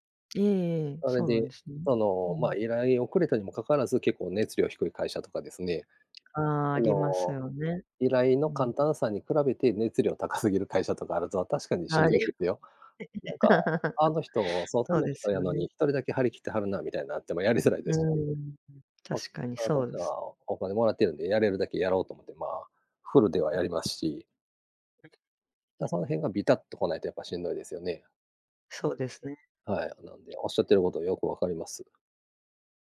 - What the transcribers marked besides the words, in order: tapping; laughing while speaking: "高すぎる会社とかあると、確かにしんどいですよ"; unintelligible speech; laugh; laughing while speaking: "やりづらい"; other background noise
- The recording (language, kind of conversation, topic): Japanese, unstructured, 仕事で一番嬉しかった経験は何ですか？